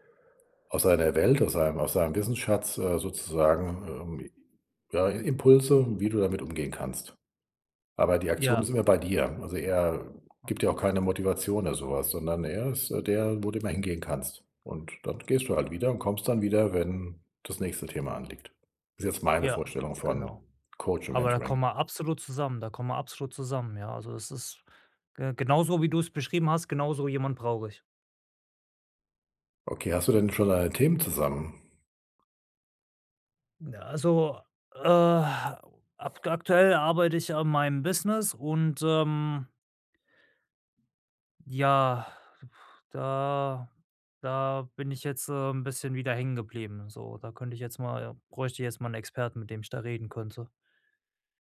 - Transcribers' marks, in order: unintelligible speech; in English: "Mentoring"; exhale
- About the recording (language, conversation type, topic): German, advice, Wie finde ich eine Mentorin oder einen Mentor und nutze ihre oder seine Unterstützung am besten?